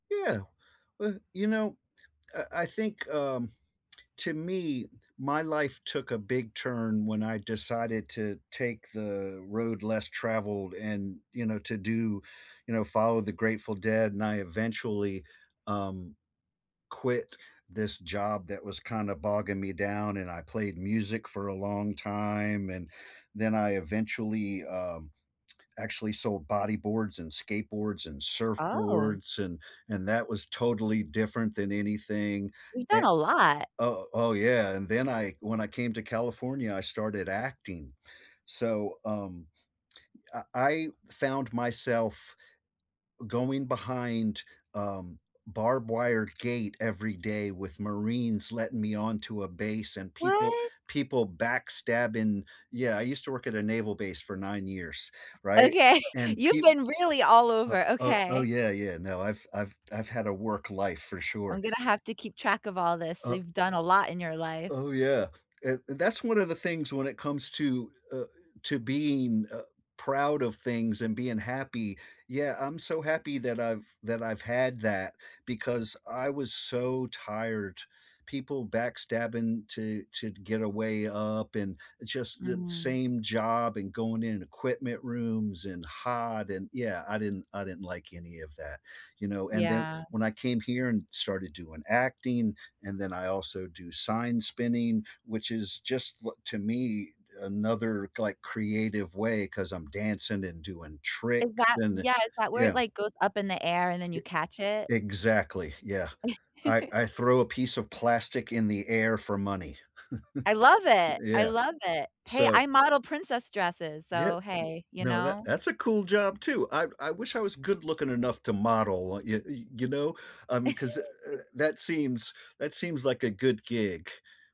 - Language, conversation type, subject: English, unstructured, How do you celebrate what makes you different?
- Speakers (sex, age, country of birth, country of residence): female, 35-39, United States, United States; male, 60-64, United States, United States
- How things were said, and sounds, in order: tsk; tsk; laughing while speaking: "Okay"; giggle; chuckle; laugh